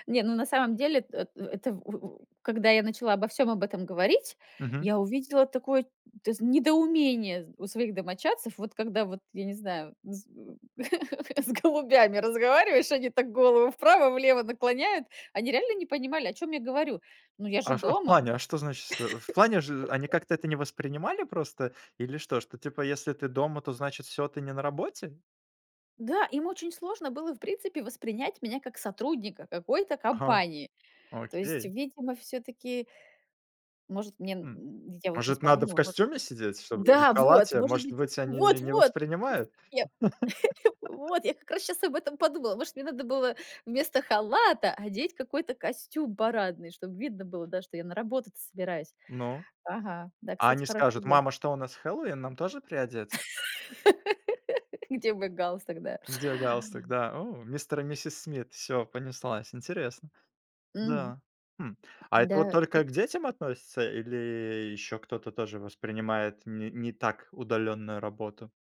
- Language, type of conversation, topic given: Russian, podcast, Как вы совмещаете удалённую работу и семейные обязанности?
- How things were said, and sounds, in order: laugh; laugh; other background noise; joyful: "Вот-вот!"; chuckle; laugh; stressed: "халата"; laugh; tapping